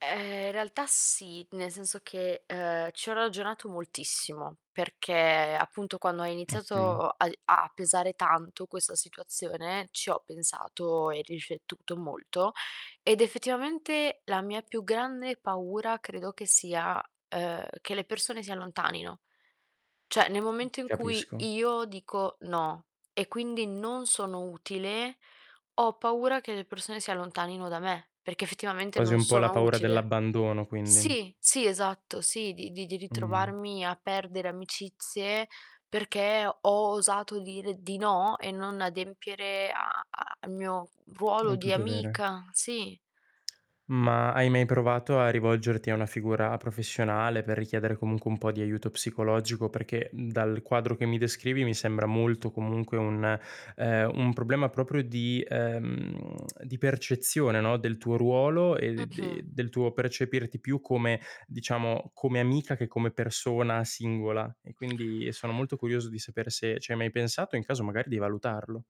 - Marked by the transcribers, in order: distorted speech; "riflettuto" said as "riscettuto"; static; "Cioè" said as "ceh"; tapping
- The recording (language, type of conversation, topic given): Italian, advice, Come posso dire di no senza sentirmi in colpa?